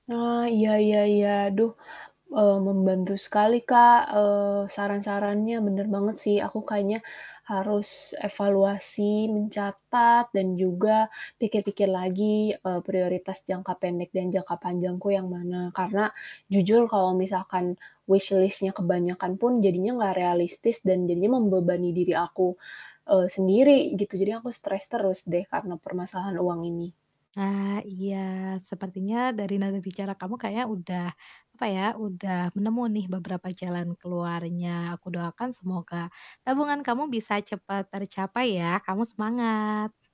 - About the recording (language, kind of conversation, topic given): Indonesian, advice, Bagaimana cara menyeimbangkan menabung untuk tujuan jangka panjang dengan menikmati hidup sekarang?
- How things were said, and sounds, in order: static; other background noise; in English: "wishlist-nya"; distorted speech; tapping